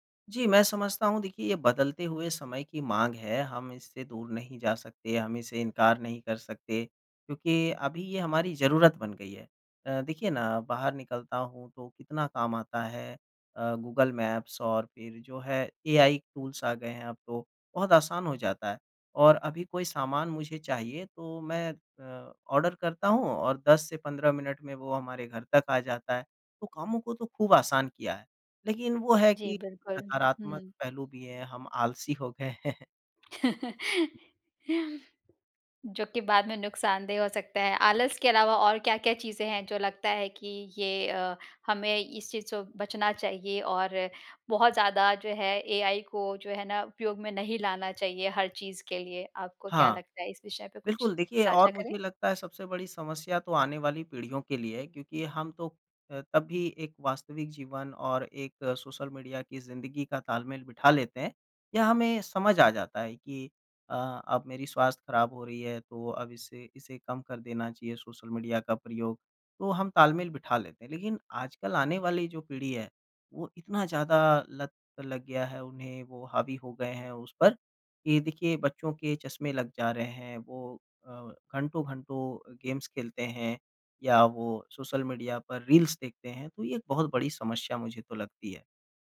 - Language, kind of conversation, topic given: Hindi, podcast, सोशल मीडिया ने आपके स्टाइल को कैसे बदला है?
- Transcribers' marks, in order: in English: "टूल्स"; in English: "ऑर्डर"; tapping; laughing while speaking: "हो गए हैं"; laugh; in English: "गेम्स"; in English: "रील्स"